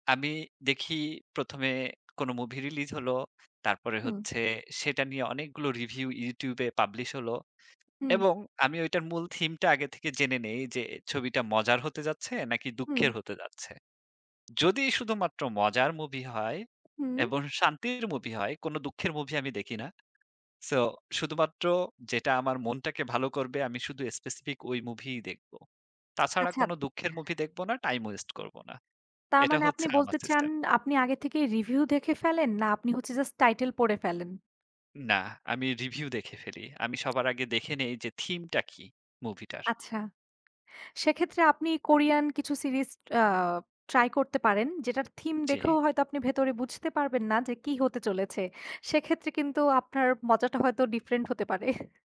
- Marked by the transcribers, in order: tapping; other background noise
- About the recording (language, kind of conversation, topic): Bengali, unstructured, বই পড়া আর সিনেমা দেখার মধ্যে কোনটি আপনার কাছে বেশি আকর্ষণীয়?